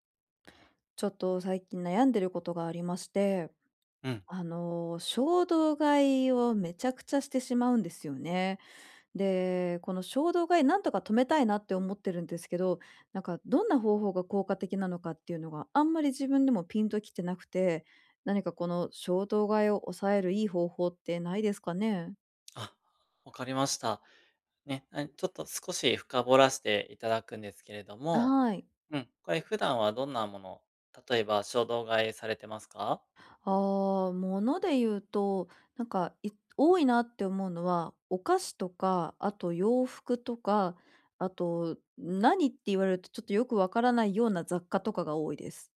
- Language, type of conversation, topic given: Japanese, advice, 衝動買いを抑えるにはどうすればいいですか？
- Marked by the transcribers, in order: none